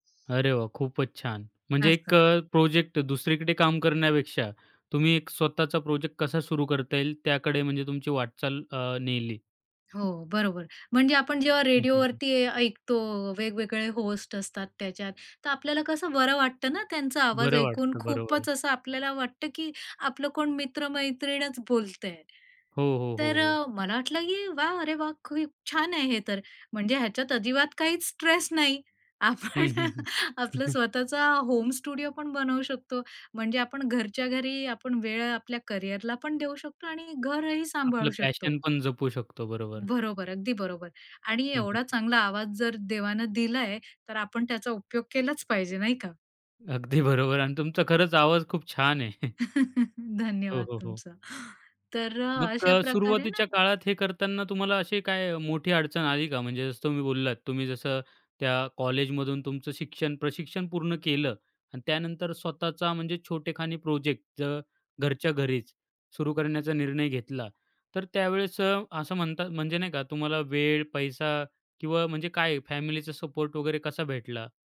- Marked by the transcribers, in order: in English: "होस्ट"; tapping; other noise; "खूप" said as "क्विप"; laughing while speaking: "आपण आपलं"; chuckle; in English: "होम स्टुडिओ"; other background noise; chuckle
- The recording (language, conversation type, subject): Marathi, podcast, तुझा पॅशन प्रोजेक्ट कसा सुरू झाला?